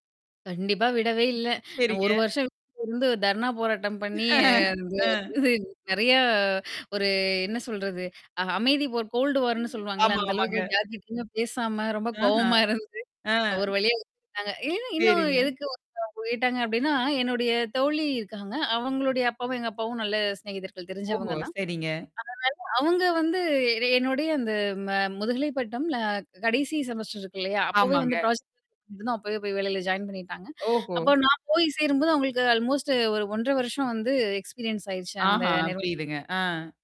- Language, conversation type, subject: Tamil, podcast, திருமணத்துக்குப் பிறகு உங்கள் வாழ்க்கையில் ஏற்பட்ட முக்கியமான மாற்றங்கள் என்னென்ன?
- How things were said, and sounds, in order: other noise; distorted speech; laughing while speaking: "பண்ணி த அது நெறைய"; laughing while speaking: "ஆ"; in English: "கோல்டு வார்ன்னு"; laughing while speaking: "யார்க்கிட்டயுமே பேசாம ரொம்ப கோவமா இருந்து"; static; unintelligible speech; tapping; in English: "செமஸ்டர்"; in English: "ப்ராஜெக்ட்"; unintelligible speech; in English: "ஜாயின்"; in English: "அல்மோஸ்ட்"; in English: "எக்ஸ்பீரியன்ஸ்"